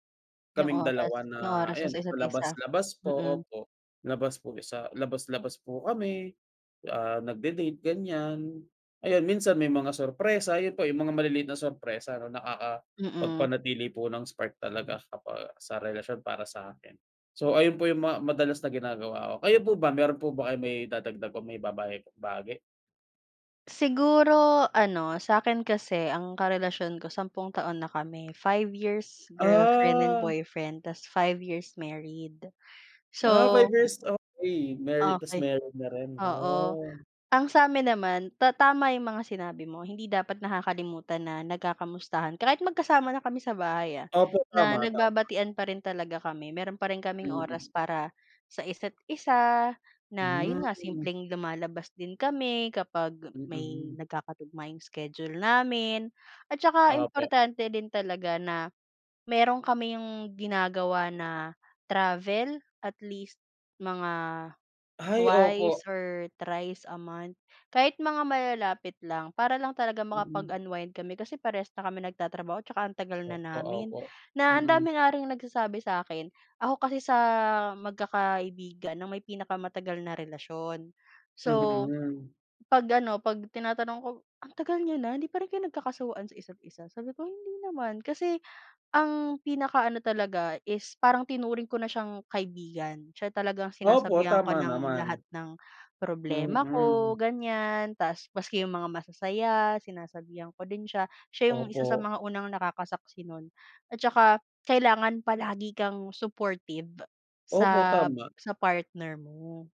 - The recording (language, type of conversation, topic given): Filipino, unstructured, Paano mo pinananatili ang kilig sa isang matagal nang relasyon?
- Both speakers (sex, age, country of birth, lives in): female, 25-29, Philippines, Philippines; male, 25-29, Philippines, Philippines
- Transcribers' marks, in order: other background noise; drawn out: "Ah"; drawn out: "Ooh"; tapping